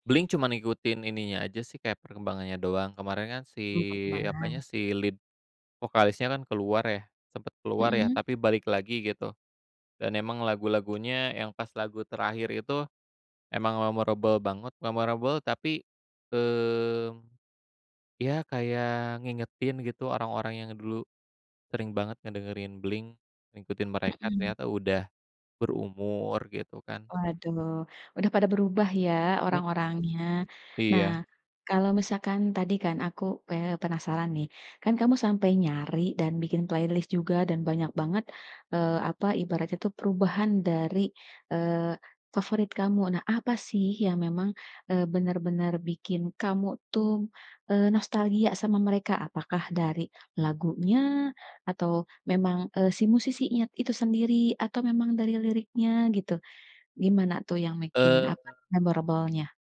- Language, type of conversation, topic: Indonesian, podcast, Musik apa yang sering diputar di rumah saat kamu kecil, dan kenapa musik itu berkesan bagi kamu?
- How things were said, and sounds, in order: in English: "lead"; other background noise; in English: "memorable"; in English: "Memorable"; tapping; in English: "playlist"; "bikin" said as "mikin"; in English: "memorable-nya?"